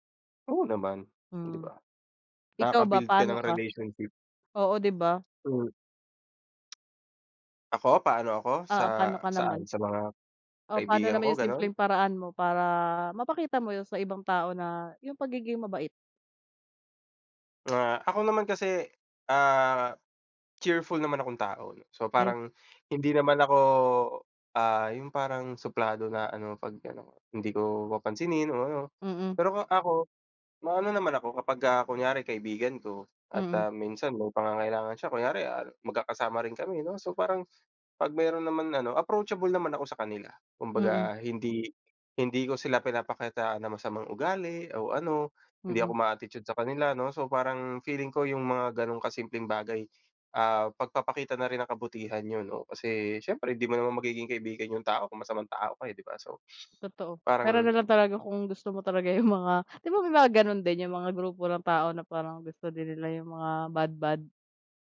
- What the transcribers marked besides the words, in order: other background noise; other noise; laughing while speaking: "yung mga"
- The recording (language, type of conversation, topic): Filipino, unstructured, Paano mo ipinapakita ang kabutihan sa araw-araw?